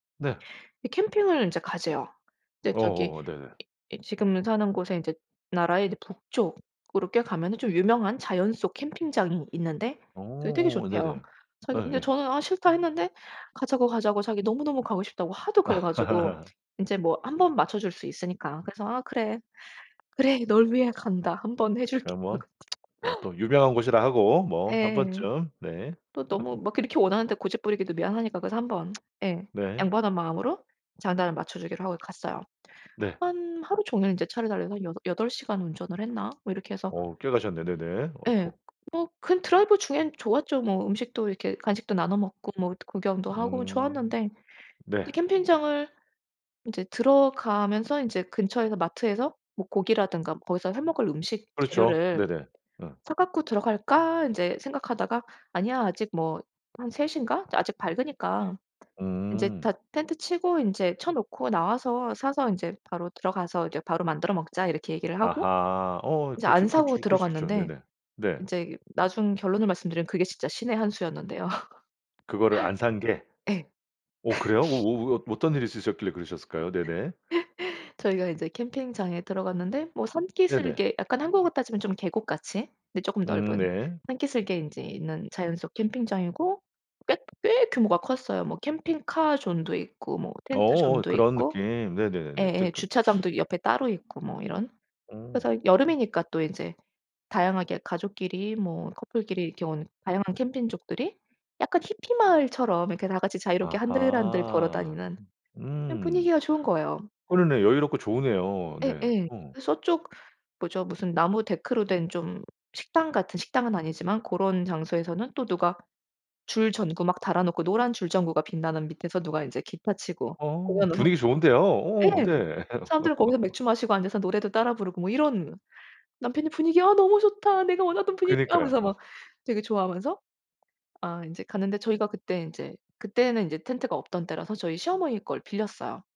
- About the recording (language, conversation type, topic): Korean, podcast, 예상치 못한 실패가 오히려 도움이 된 경험이 있으신가요?
- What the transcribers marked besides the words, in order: laugh; other background noise; laughing while speaking: "해줄게 하고"; tsk; laugh; laugh; tsk; tapping; laugh; laugh; laugh; put-on voice: "아 너무 좋다. 내가 원하던 분위기야"; laugh